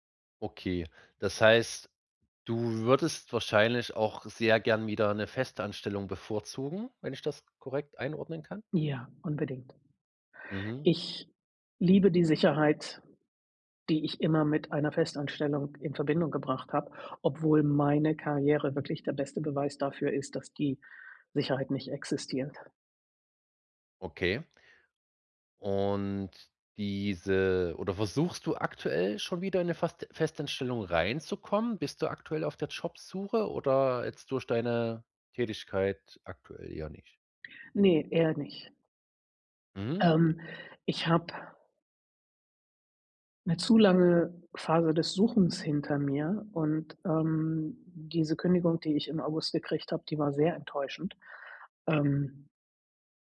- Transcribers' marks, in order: other background noise
- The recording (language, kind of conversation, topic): German, advice, Wie kann ich besser mit der ständigen Unsicherheit in meinem Leben umgehen?